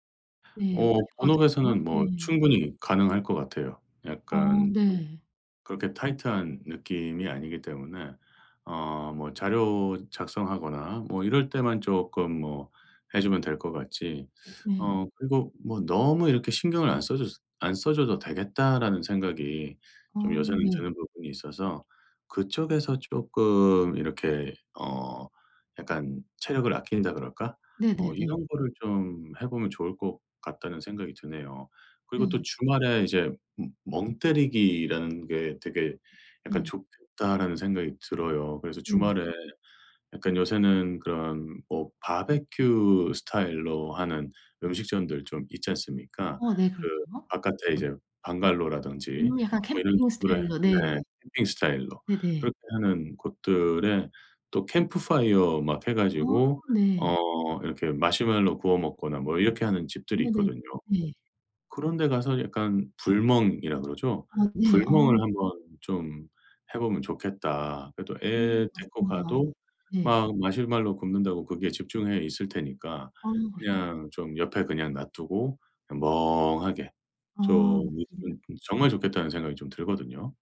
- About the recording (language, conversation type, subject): Korean, advice, 번아웃을 예방하고 동기를 다시 회복하려면 어떻게 해야 하나요?
- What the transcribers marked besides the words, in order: other background noise; tapping; put-on voice: "캠프파이어"